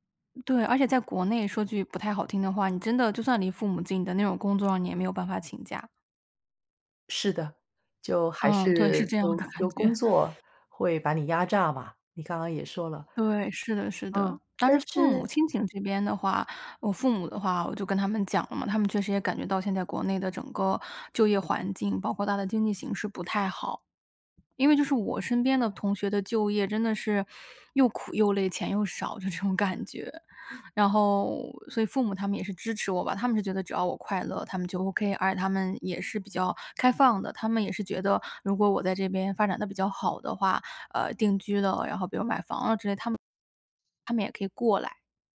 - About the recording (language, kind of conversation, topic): Chinese, podcast, 哪一次决定让你的人生轨迹发生了转折？
- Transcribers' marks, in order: other background noise; laughing while speaking: "这种感觉"